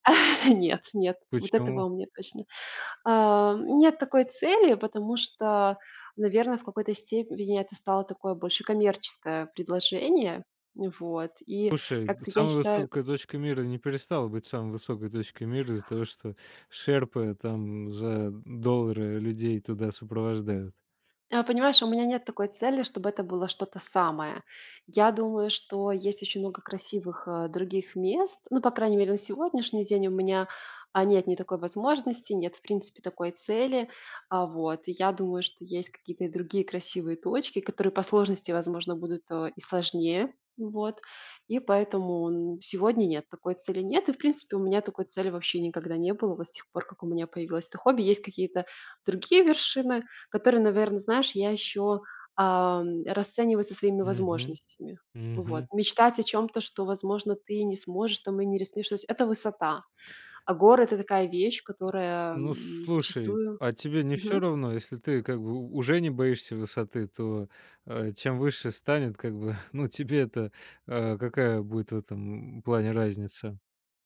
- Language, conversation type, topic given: Russian, podcast, Какие планы или мечты у тебя связаны с хобби?
- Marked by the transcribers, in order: laughing while speaking: "А"; tapping; other background noise